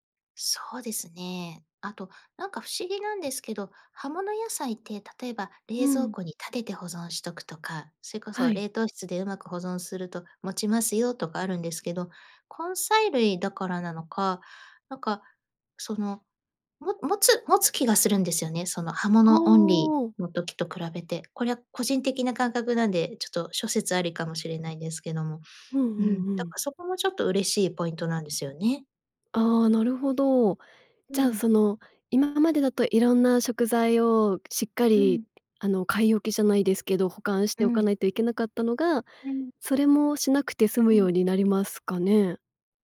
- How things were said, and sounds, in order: other background noise
- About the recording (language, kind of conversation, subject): Japanese, podcast, 食材の無駄を減らすために普段どんな工夫をしていますか？